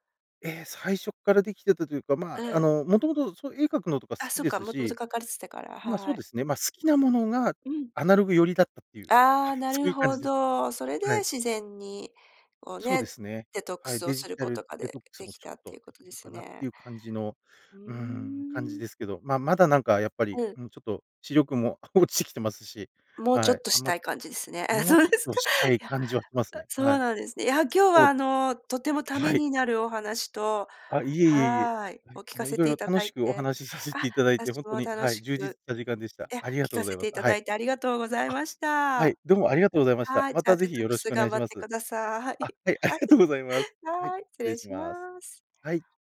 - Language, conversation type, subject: Japanese, podcast, あえてデジタル断ちする時間を取っていますか？
- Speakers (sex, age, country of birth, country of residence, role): female, 50-54, Japan, Japan, host; male, 40-44, Japan, Japan, guest
- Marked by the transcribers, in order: laughing while speaking: "はい、そういう感じです"; laughing while speaking: "視力も落ちてきてますし"; laughing while speaking: "あ、そうですか"; laughing while speaking: "楽しくお話させていただいて"; laughing while speaking: "はい、ありがとうございます"; laugh